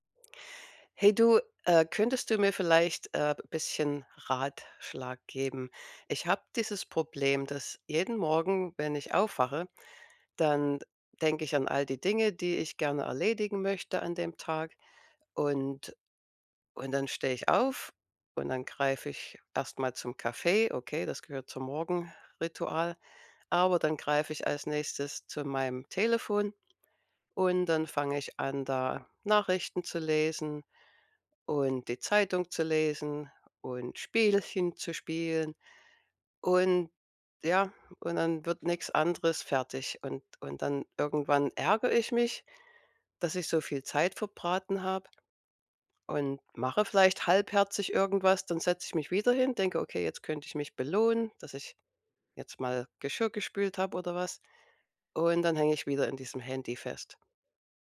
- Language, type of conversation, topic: German, advice, Wie kann ich wichtige Aufgaben trotz ständiger Ablenkungen erledigen?
- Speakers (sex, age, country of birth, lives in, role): female, 55-59, Germany, United States, user; male, 30-34, Germany, Germany, advisor
- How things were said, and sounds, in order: none